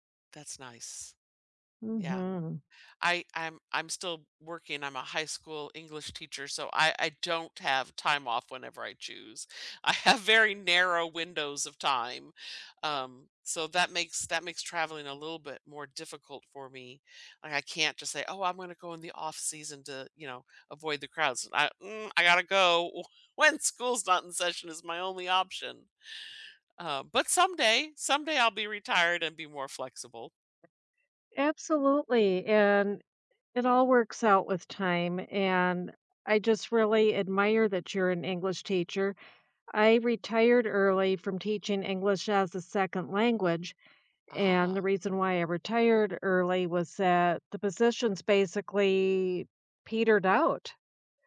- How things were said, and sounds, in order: laughing while speaking: "have"; laughing while speaking: "when"; other background noise
- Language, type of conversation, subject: English, unstructured, What dreams do you hope to achieve in the next five years?